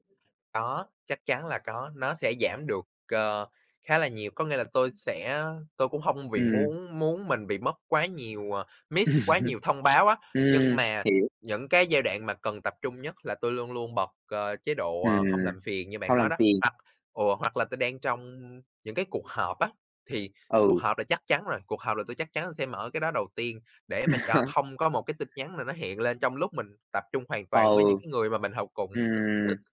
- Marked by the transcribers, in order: in English: "miss"; tapping; laugh; laugh; chuckle
- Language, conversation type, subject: Vietnamese, unstructured, Làm thế nào để không bị mất tập trung khi học hoặc làm việc?